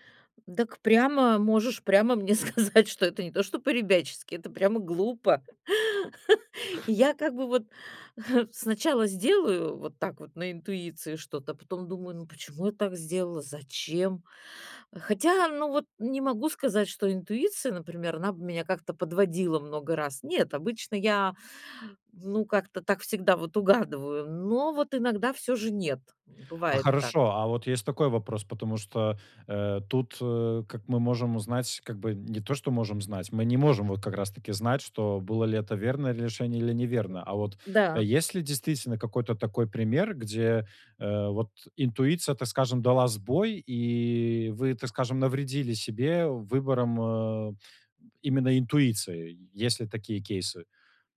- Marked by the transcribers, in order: laughing while speaking: "сказать"; laugh; chuckle
- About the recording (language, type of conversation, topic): Russian, advice, Как мне лучше сочетать разум и интуицию при принятии решений?
- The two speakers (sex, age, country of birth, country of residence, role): female, 60-64, Russia, Italy, user; male, 25-29, Belarus, Poland, advisor